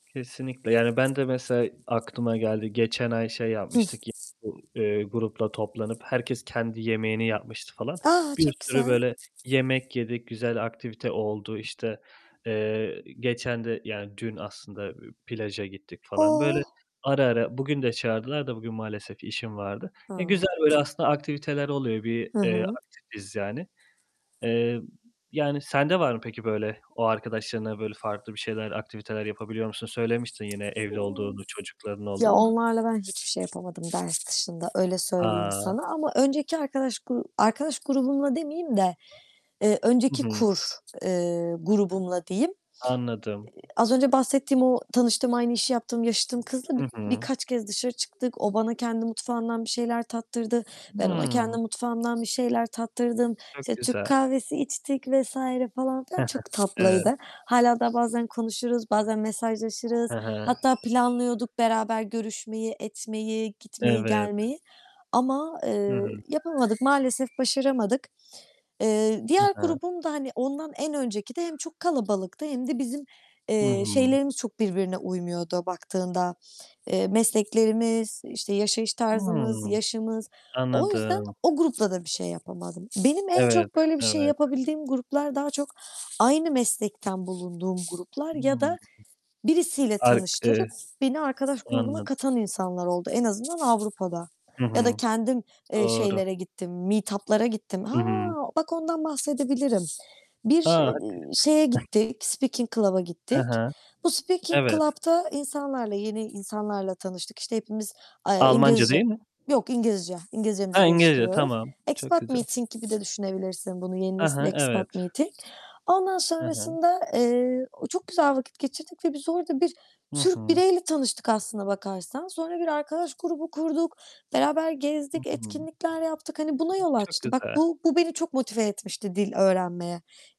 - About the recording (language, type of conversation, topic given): Turkish, unstructured, Okuldaki arkadaş ortamı öğrenmeni nasıl etkiler?
- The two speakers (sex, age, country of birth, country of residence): female, 25-29, Turkey, Netherlands; male, 30-34, Turkey, Italy
- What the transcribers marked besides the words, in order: static; other background noise; distorted speech; tapping; giggle; in English: "meetup'lara"; in English: "speaking club'a"; in English: "speaking club'ta"; in English: "Expat meeting"; in English: "expat meeting"